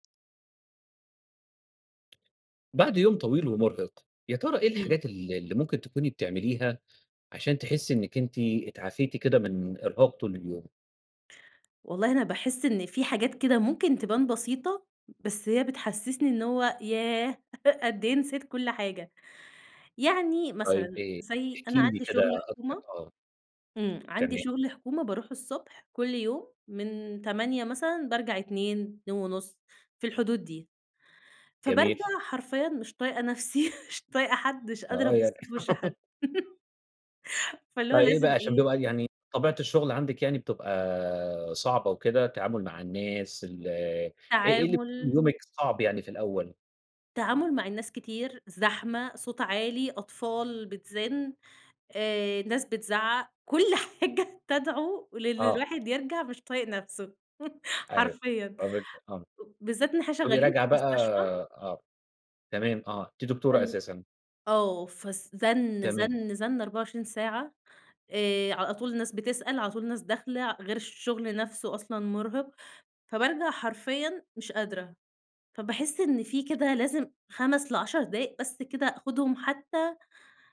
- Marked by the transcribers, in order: tapping; laugh; laugh; giggle; laugh; laughing while speaking: "كل حاجة"; chuckle; other noise; other background noise
- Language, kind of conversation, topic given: Arabic, podcast, إيه عاداتك اليومية عشان تفصل وتفوق بعد يوم مرهق؟